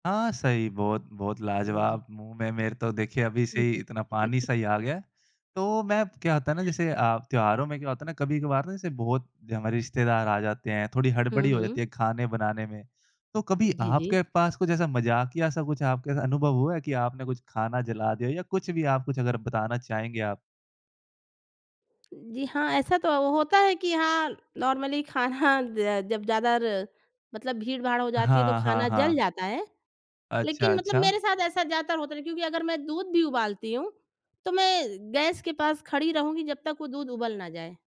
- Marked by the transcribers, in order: giggle; in English: "नॉर्मली"
- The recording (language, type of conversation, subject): Hindi, podcast, त्योहारों पर खाने में आपकी सबसे पसंदीदा डिश कौन-सी है?